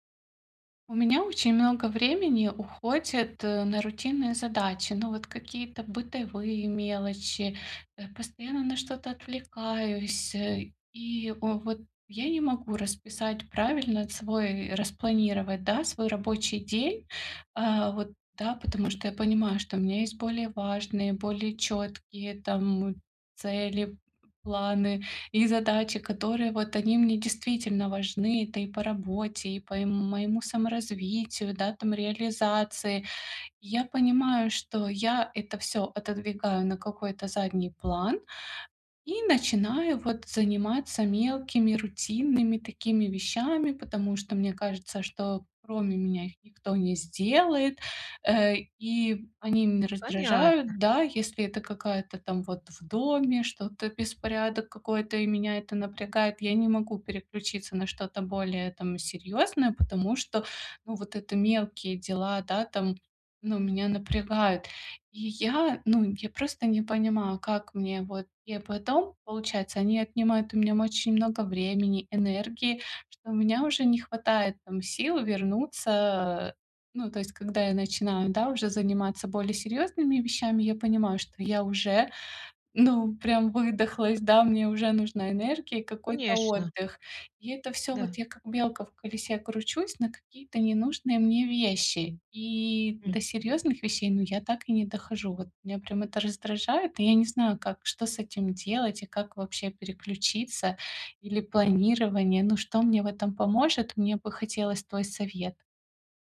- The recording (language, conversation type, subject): Russian, advice, Как перестать тратить время на рутинные задачи и научиться их делегировать?
- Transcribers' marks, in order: other background noise; tapping; "очень" said as "мочень"